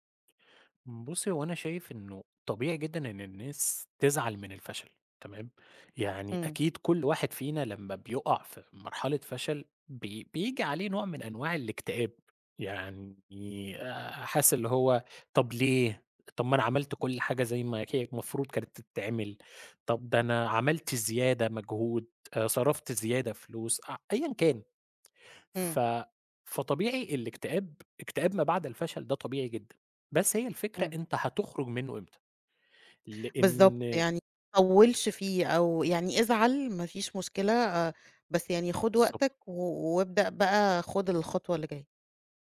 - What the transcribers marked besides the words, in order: none
- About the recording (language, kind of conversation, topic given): Arabic, podcast, بتشارك فشلك مع الناس؟ ليه أو ليه لأ؟